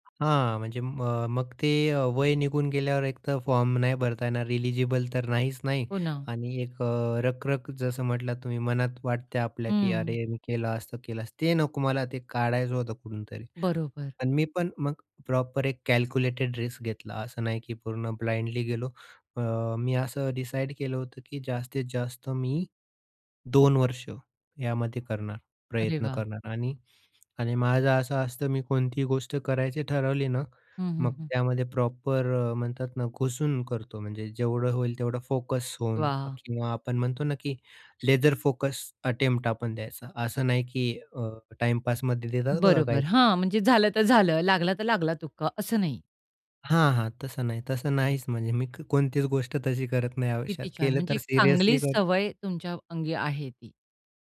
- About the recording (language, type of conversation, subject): Marathi, podcast, अपयशानंतर तुम्ही पुन्हा नव्याने सुरुवात कशी केली?
- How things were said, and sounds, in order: tapping; "एलिजिबल" said as "रिलिजिबल"; in English: "प्रॉपर"; in English: "रिस्क"; in English: "प्रॉपर"; in English: "अटेम्प्ट"